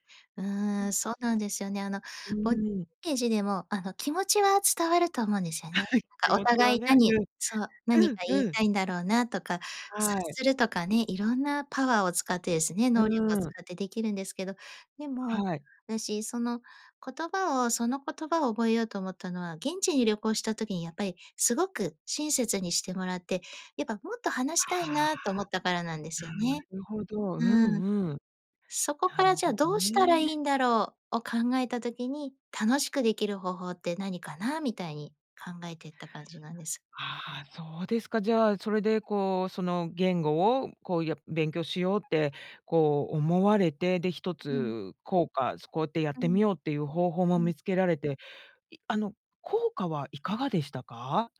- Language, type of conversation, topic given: Japanese, podcast, 勉強習慣をどのように身につけましたか？
- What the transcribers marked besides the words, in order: "ボディーランゲージ" said as "ボゲージ"; chuckle; tapping